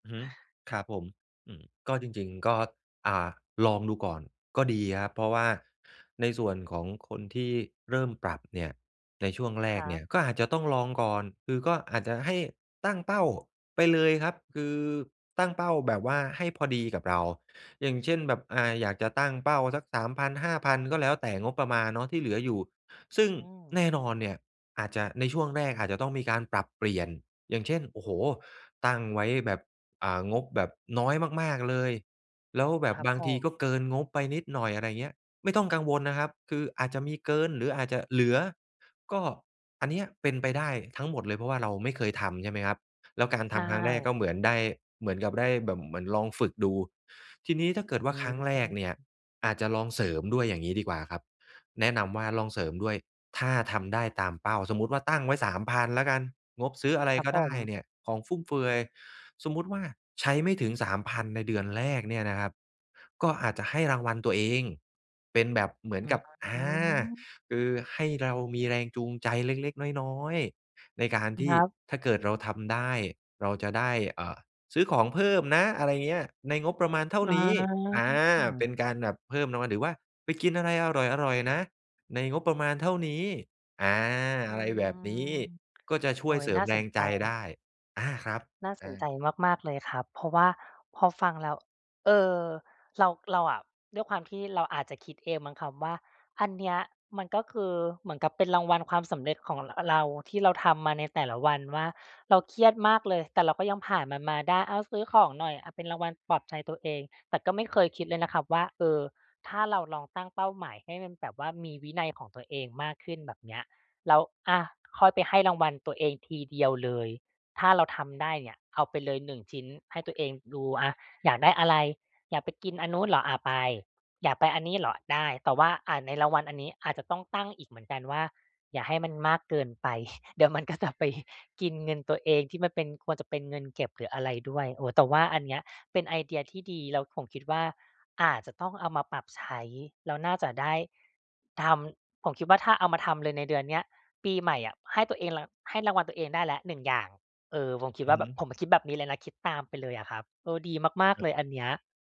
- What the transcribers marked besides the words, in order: drawn out: "อ๋อ"; chuckle; laughing while speaking: "เดี๋ยวมันก็จะไป"
- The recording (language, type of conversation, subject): Thai, advice, จะทำอย่างไรให้มีวินัยการใช้เงินและหยุดใช้จ่ายเกินงบได้?